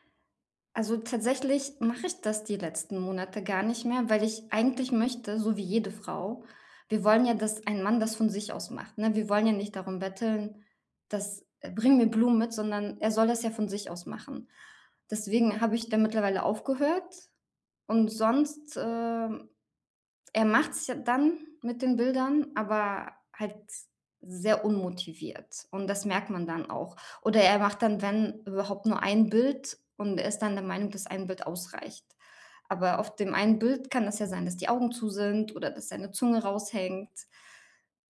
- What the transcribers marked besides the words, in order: none
- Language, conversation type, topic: German, advice, Wie können wir wiederkehrende Streits über Kleinigkeiten endlich lösen?